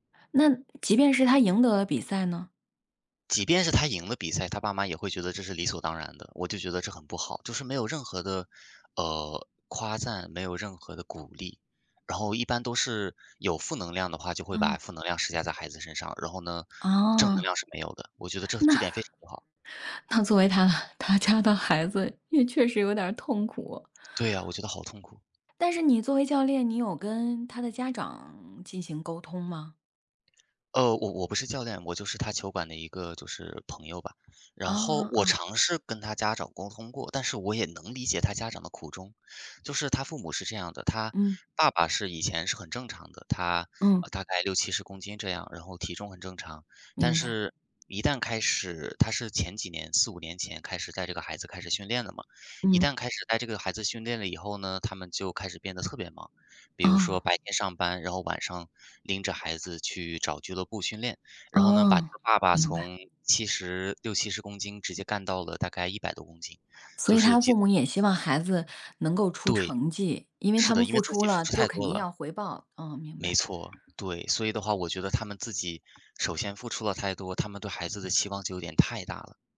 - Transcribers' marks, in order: tapping
- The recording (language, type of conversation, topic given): Chinese, unstructured, 家长应该干涉孩子的学习吗？
- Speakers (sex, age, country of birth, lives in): female, 40-44, China, United States; male, 18-19, China, United States